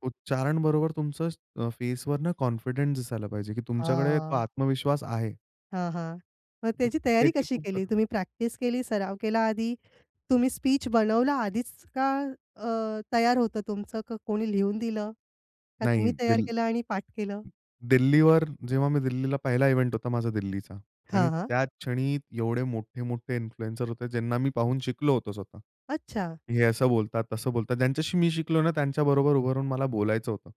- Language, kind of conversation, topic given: Marathi, podcast, यश मिळवण्यासाठी वेळ आणि मेहनत यांचं संतुलन तुम्ही कसं साधता?
- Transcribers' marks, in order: in English: "कॉन्फिडन्स"; tapping; in English: "स्पीच"; in English: "इव्हेंट"; other background noise; in English: "इन्फ्लुएन्सर"